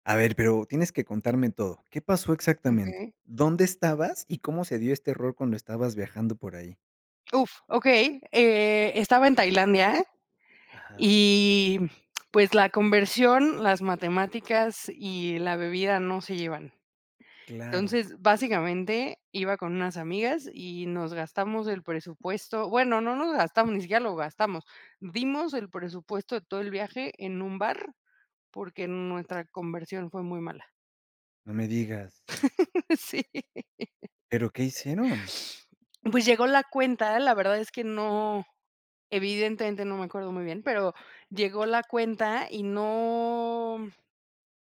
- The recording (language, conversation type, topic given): Spanish, podcast, ¿Qué error cometiste durante un viaje y qué aprendiste de esa experiencia?
- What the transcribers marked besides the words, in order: laughing while speaking: "Sí"; other noise; drawn out: "no"